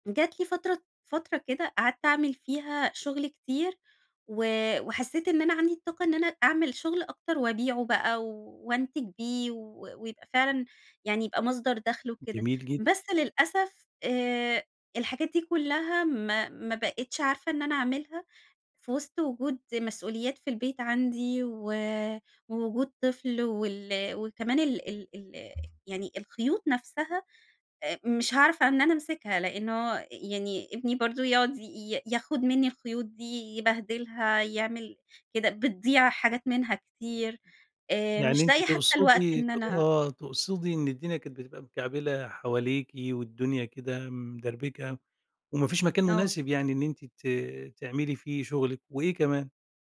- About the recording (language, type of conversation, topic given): Arabic, advice, إزاي ضيق الوقت بيأثر على قدرتك إنك تحافظ على عادة إبداعية منتظمة؟
- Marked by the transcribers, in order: none